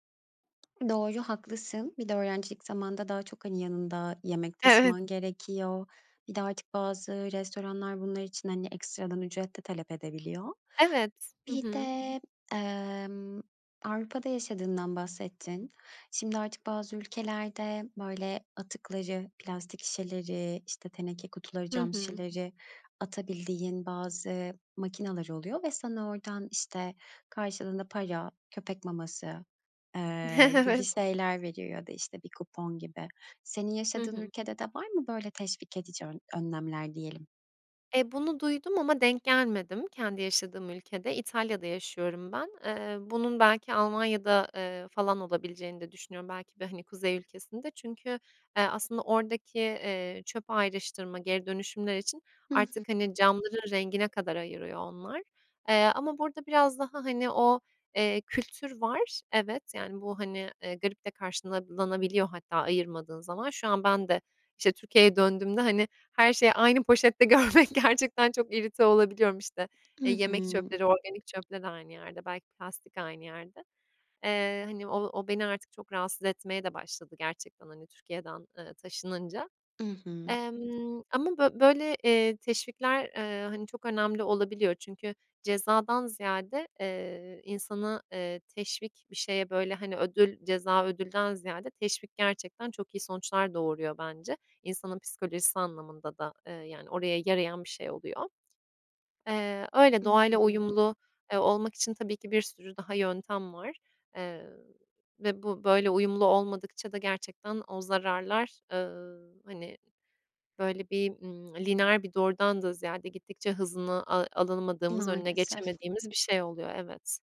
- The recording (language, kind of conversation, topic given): Turkish, podcast, Plastik atıkları azaltmak için neler önerirsiniz?
- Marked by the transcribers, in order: tapping; other background noise; laughing while speaking: "Evet"; "karşılanabiliyor" said as "karşınalanabiliyor"; laughing while speaking: "görmek"